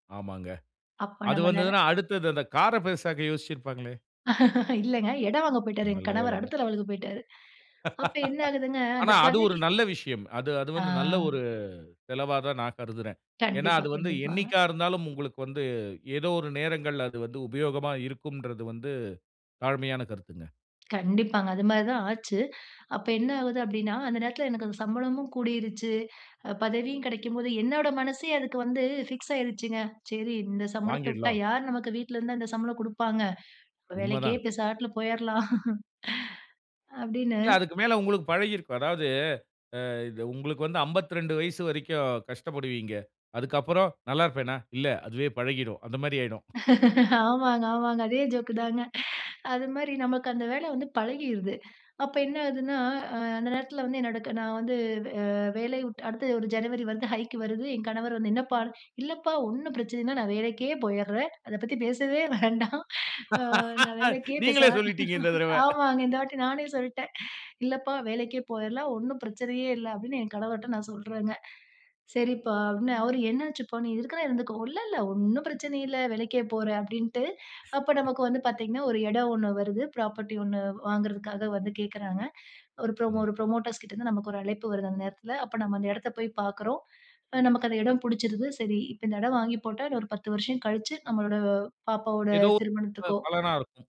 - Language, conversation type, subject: Tamil, podcast, குறைந்த சம்பளத்தோடு மகிழ்ச்சியாக வாழ முடியுமா?
- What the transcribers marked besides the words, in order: laugh; tapping; laugh; other background noise; "பேசாம" said as "பெசாட்ல"; laugh; laugh; laughing while speaking: "வேண்டாம்"; laugh; laughing while speaking: "நீங்களே சொல்லிட்டீங்க இந்த தடவ"; in English: "பிராப்பர்ட்டி"; in English: "புரமோட்டர்ஸ்"; unintelligible speech